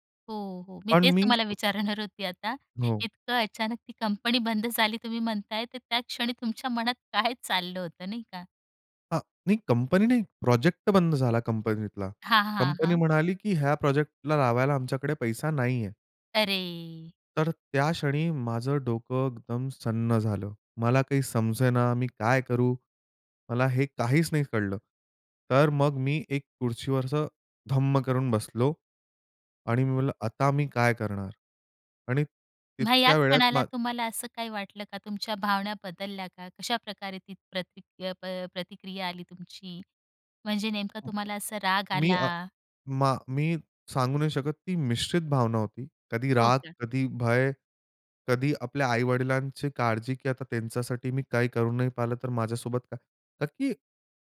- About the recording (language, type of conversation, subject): Marathi, podcast, एखाद्या मोठ्या अपयशामुळे तुमच्यात कोणते बदल झाले?
- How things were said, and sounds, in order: tapping; chuckle; chuckle; drawn out: "अरे!"; "सुन्न" said as "सन्न"; stressed: "धम्म"; other background noise